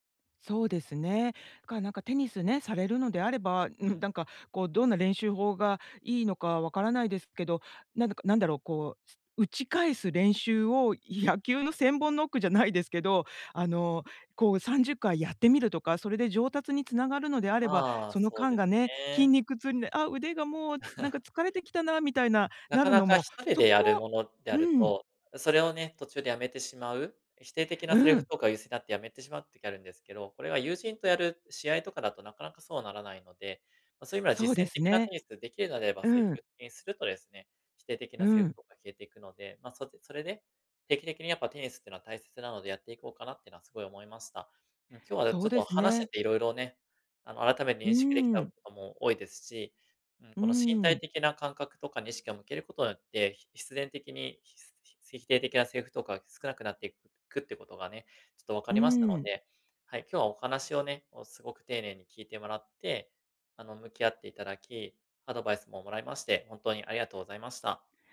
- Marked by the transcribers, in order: chuckle
- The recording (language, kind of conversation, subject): Japanese, advice, 否定的なセルフトークをどのように言い換えればよいですか？